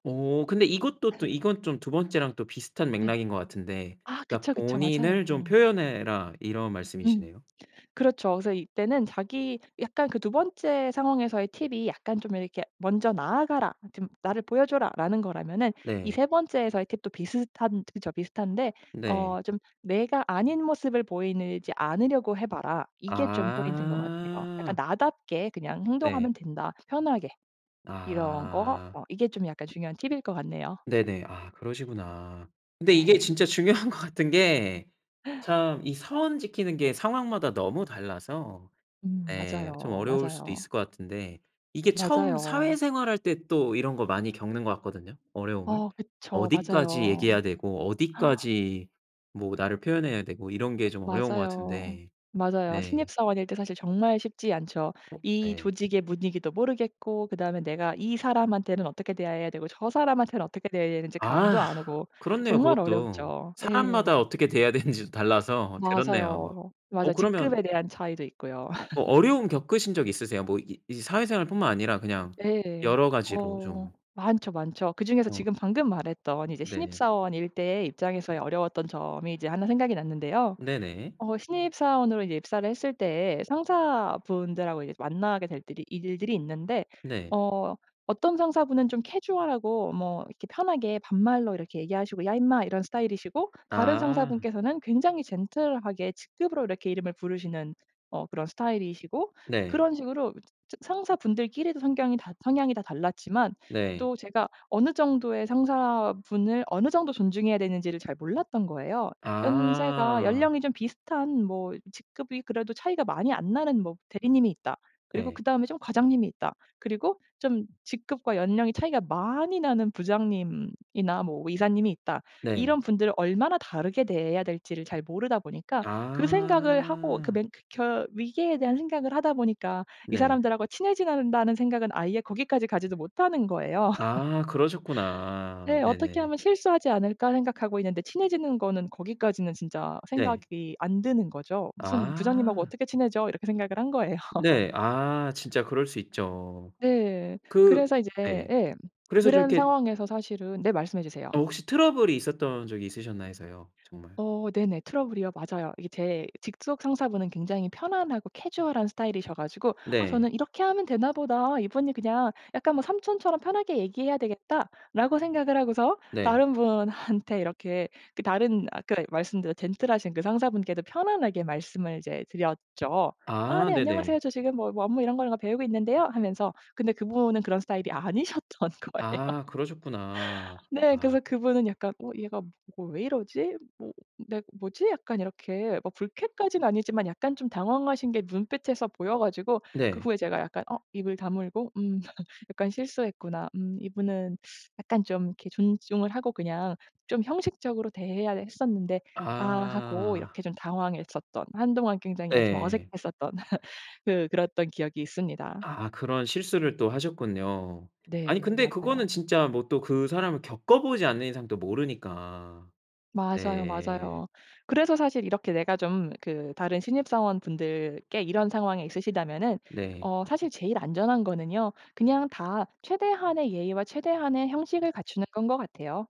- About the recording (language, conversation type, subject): Korean, podcast, 새로운 사람과 친해지는 방법은 무엇인가요?
- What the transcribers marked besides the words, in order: laugh; laughing while speaking: "네"; laugh; laughing while speaking: "중요한 것 같은"; gasp; other background noise; laughing while speaking: "대해야 되는지도"; laugh; in English: "젠틀하게"; "친해져야" said as "친해징아"; laugh; laughing while speaking: "거예요"; laugh; in English: "트러블이"; in English: "트러블이요"; laughing while speaking: "아니셨던 거예요"; laugh; laugh; laugh